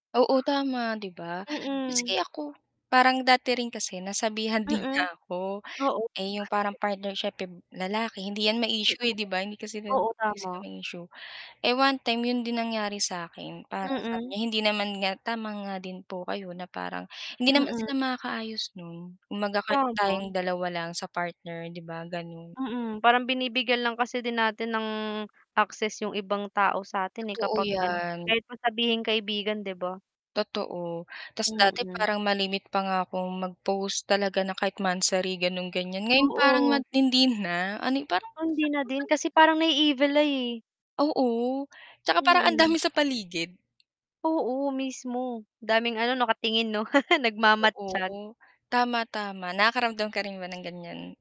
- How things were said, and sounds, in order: static; scoff; mechanical hum; distorted speech; other background noise; unintelligible speech; chuckle
- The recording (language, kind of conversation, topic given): Filipino, unstructured, Paano mo ipinapakita ang pagmamahal sa isang tao?